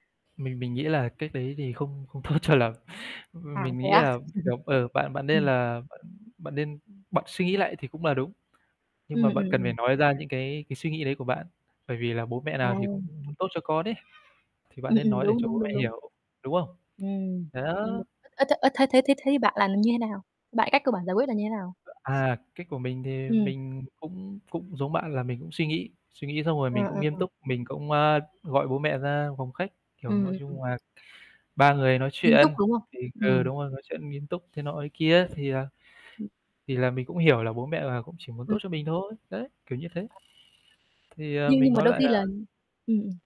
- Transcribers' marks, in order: laughing while speaking: "tốt"; other background noise; laughing while speaking: "Ừ"
- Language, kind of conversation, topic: Vietnamese, unstructured, Theo bạn, mâu thuẫn có thể giúp mối quan hệ trở nên tốt hơn không?